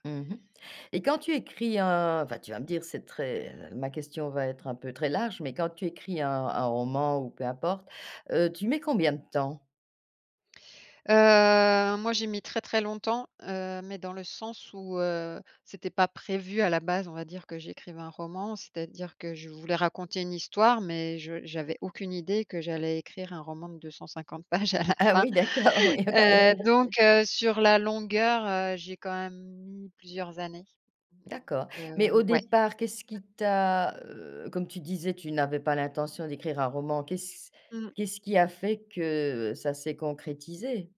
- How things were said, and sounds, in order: chuckle; stressed: "ouais"
- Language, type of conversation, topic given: French, podcast, Comment nourris-tu ton inspiration au quotidien ?